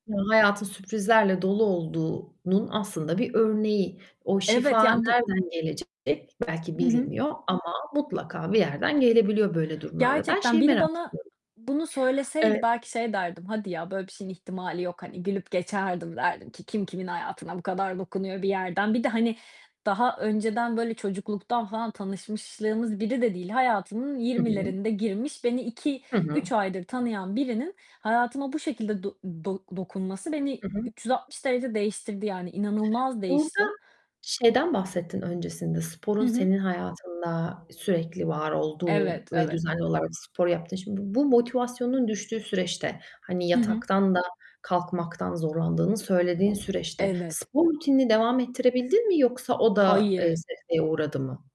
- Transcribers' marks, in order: distorted speech; other background noise; tapping
- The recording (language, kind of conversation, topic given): Turkish, podcast, Motivasyonun düştüğünde kendini nasıl toparlarsın?